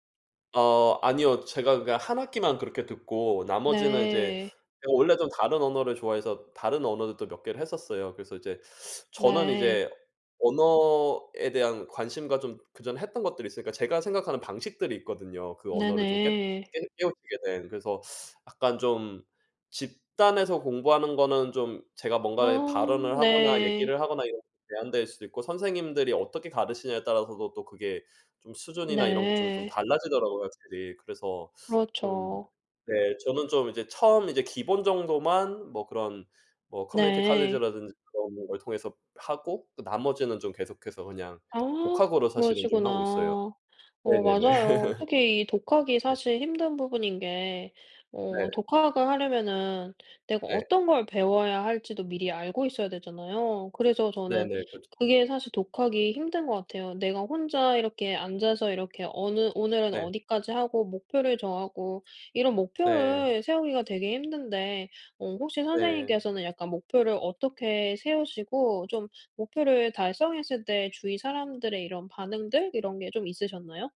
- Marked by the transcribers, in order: put-on voice: "community college라든지"; in English: "community college라든지"; tapping; laugh; other background noise
- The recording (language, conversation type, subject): Korean, unstructured, 목표를 달성했을 때 가장 기뻤던 순간은 언제였나요?